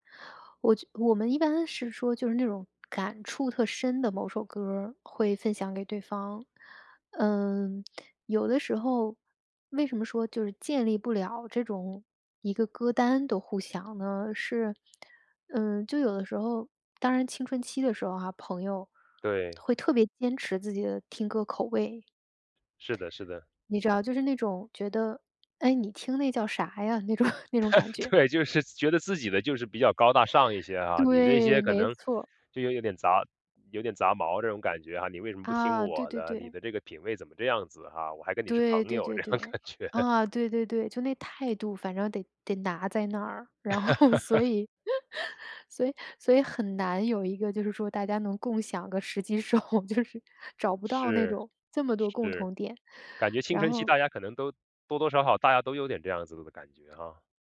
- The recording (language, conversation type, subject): Chinese, podcast, 朋友或恋人会如何影响你的歌单？
- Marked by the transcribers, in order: tapping; lip smack; other background noise; lip smack; lip smack; laugh; laughing while speaking: "对"; laughing while speaking: "这种感觉"; laugh; laughing while speaking: "然后所以"; laugh; laughing while speaking: "时机 时候，就是"